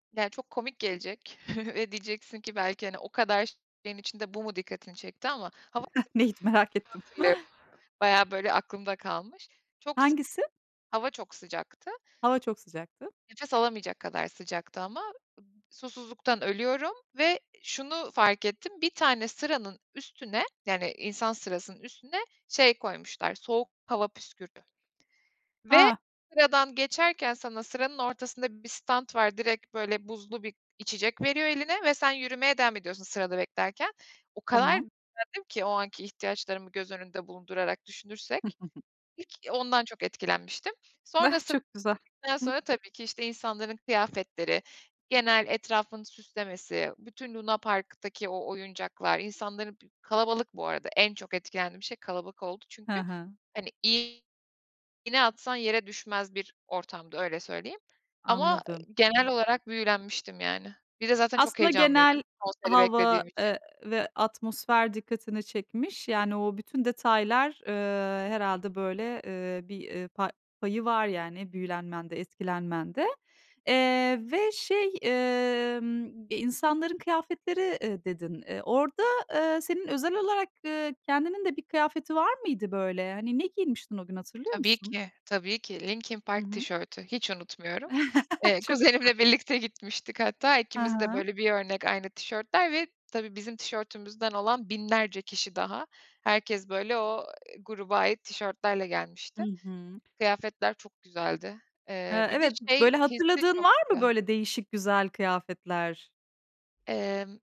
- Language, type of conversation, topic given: Turkish, podcast, Bir festivale katıldığında neler hissettin?
- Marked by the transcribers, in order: chuckle; other background noise; unintelligible speech; unintelligible speech; chuckle; unintelligible speech; chuckle; laughing while speaking: "kuzenimle birlikte"; tapping